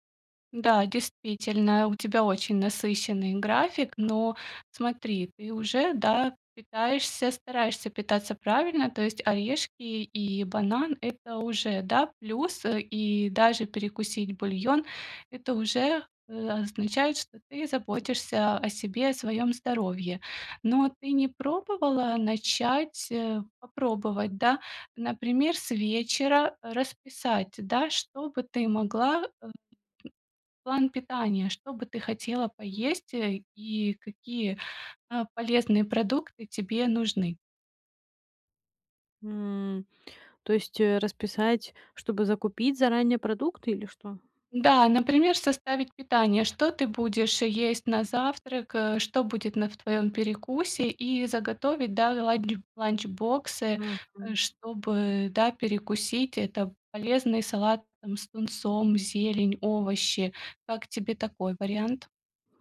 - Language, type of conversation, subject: Russian, advice, Как наладить здоровое питание при плотном рабочем графике?
- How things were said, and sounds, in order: other background noise; tapping